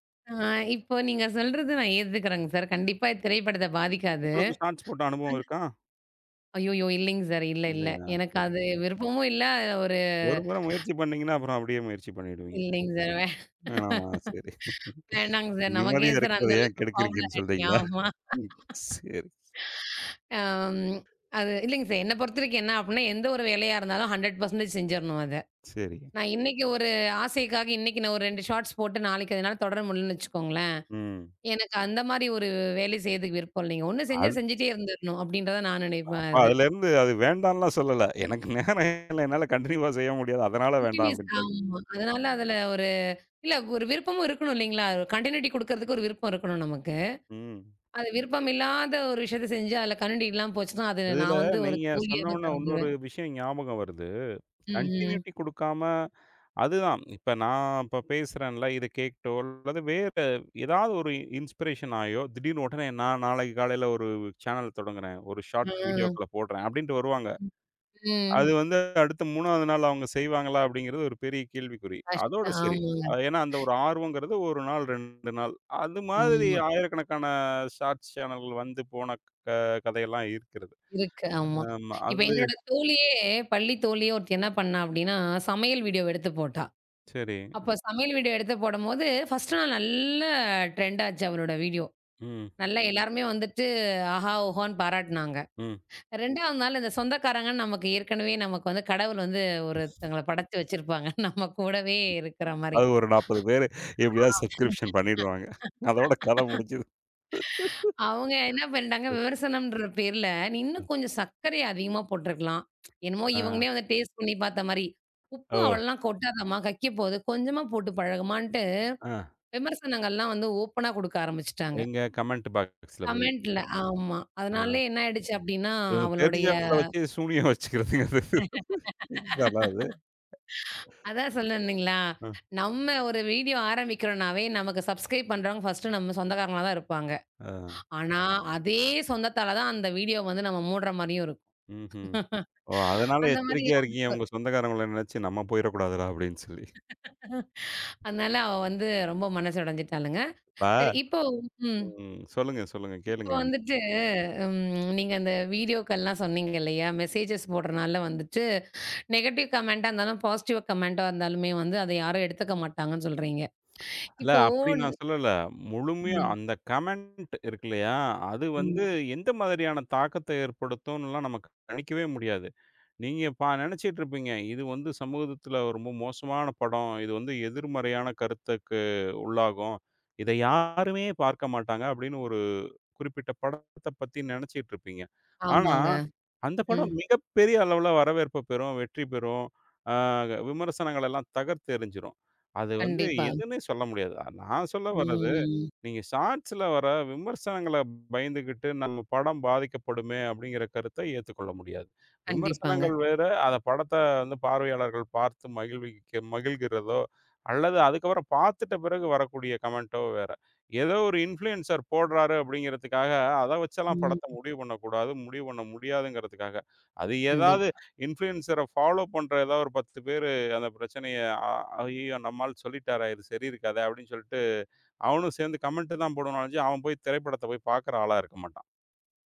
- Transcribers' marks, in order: in English: "ஷார்ட்ஸ்"; laughing while speaking: "வேணாம்ங்க சார். நமக்கேன் சார் அந்த அளவுக்கு பாப்புலருட்டி ஆமா"; chuckle; laughing while speaking: "நிம்மதியா இருக்கிறத ஏன் கெடுக்கிறீங்கன்னு சொல்றீங்களா? ம், செரி"; in English: "பாப்புலருட்டி"; drawn out: "அம்"; other noise; tapping; in English: "ஹண்ட்ரட் பர்சென்டேஜ்"; in English: "ஷார்ட்ஸ்"; laughing while speaking: "எனக்கு நேரம் இல்ல என்னால கன்டினியூவா செய்ய முடியாது. அதனால வேண்டாம் அப்டிண்டு"; other background noise; in English: "கன்டினியூவா"; in English: "கன்டினுவுஸ்"; in English: "கன்டியுனிடி"; in English: "கன்டியுனிடி"; in English: "கன்டியுனிடி"; in English: "இன்ஸ்பிரேஷன்"; in English: "சானல்"; in English: "ஷார்ட்ஸ் வீடியோக்கள்ல"; drawn out: "ம்"; drawn out: "ம்"; in English: "ஷார்ட்ஸ் சேனல்"; drawn out: "நல்ல"; in English: "டிரெண்ட்"; laughing while speaking: "வச்சிருப்பாங்க. நம்ம கூடவே"; laughing while speaking: "எப்டியாவது சப்ஸ்கிருப்ஷன் பண்ணிடுவாங்க. அதோட கதை முடிஞ்சுது"; in English: "சப்ஸ்கிருப்ஷன்"; laugh; chuckle; in English: "டேஸ்ட்"; in English: "ஓபனா"; in English: "கமெண்ட் பாக்ஸஸ்ல"; in English: "கமெண்ட்ல"; laugh; laughing while speaking: "வச்சுக்கிறதுங்க அது"; chuckle; in English: "சுப்ஸ்கரைப்"; drawn out: "அ"; chuckle; chuckle; in English: "மெஸ்ஸேஜஸ்"; in English: "நெகட்டிவ் கமெண்ட்டா"; in English: "பாசிட்டிவ் கமெண்ட்டா"; in English: "கமெண்ட்"; in English: "ஷார்ட்ஸ்ல"; drawn out: "ம்"; in English: "கமெண்ட்டோ"; in English: "இன்ஃபுளூன்சர்"; in English: "இன்ஃபுளூன்சர ஃபாலோ"; in English: "கமெண்டு"
- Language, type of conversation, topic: Tamil, podcast, குறுந்தொகுப்பு காணொளிகள் சினிமா பார்வையை பாதித்ததா?